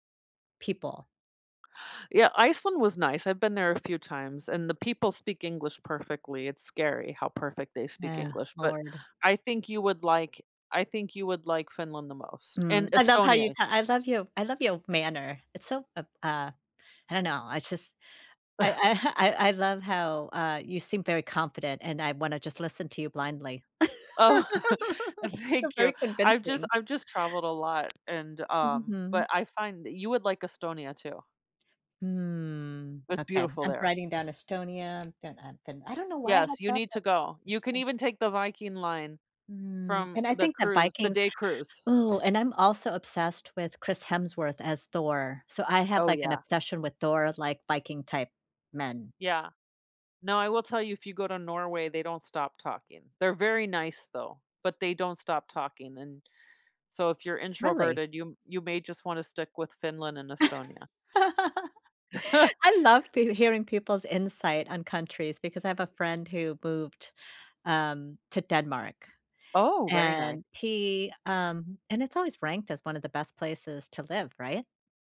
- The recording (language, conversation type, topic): English, unstructured, How do you handle unwritten rules in public spaces so everyone feels comfortable?
- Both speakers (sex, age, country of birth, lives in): female, 40-44, United States, United States; female, 55-59, Vietnam, United States
- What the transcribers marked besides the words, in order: other background noise; chuckle; laughing while speaking: "Oh, uh, thank you"; laugh; tapping; laugh; chuckle